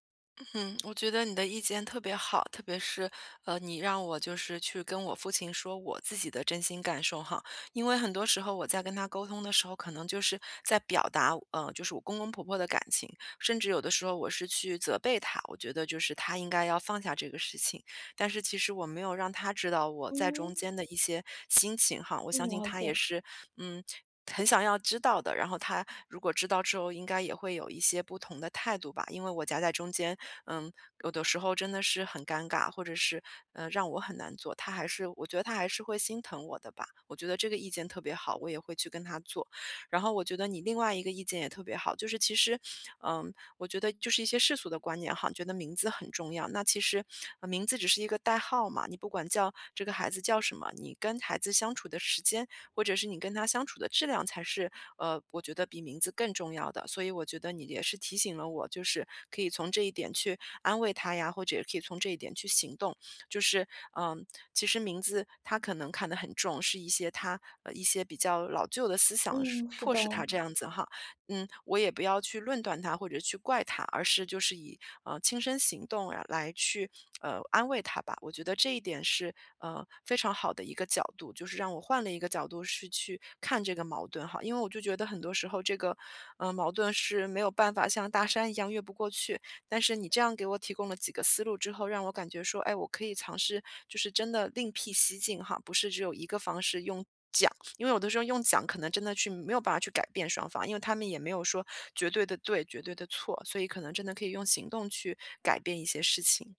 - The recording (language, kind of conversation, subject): Chinese, advice, 如何与亲属沟通才能减少误解并缓解持续的冲突？
- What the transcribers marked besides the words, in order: none